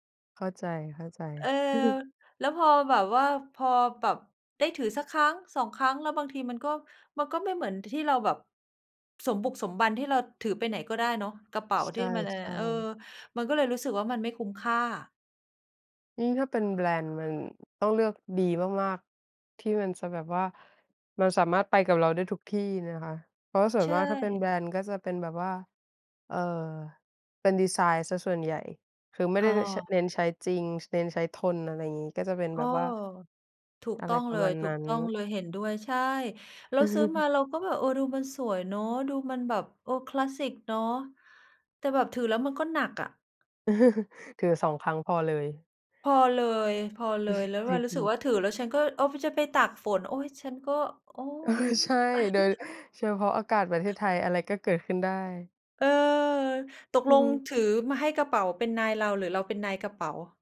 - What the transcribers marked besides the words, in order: chuckle; chuckle; chuckle; chuckle; laughing while speaking: "เออ"; chuckle; other background noise
- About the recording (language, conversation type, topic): Thai, unstructured, การใช้จ่ายแบบฟุ่มเฟือยช่วยให้ชีวิตดีขึ้นจริงไหม?